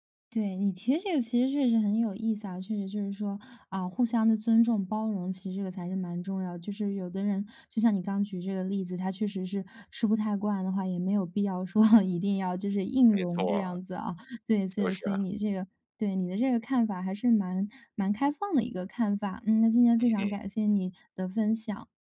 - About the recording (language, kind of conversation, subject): Chinese, podcast, 你会如何向别人介绍你家乡的味道？
- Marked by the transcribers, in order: laugh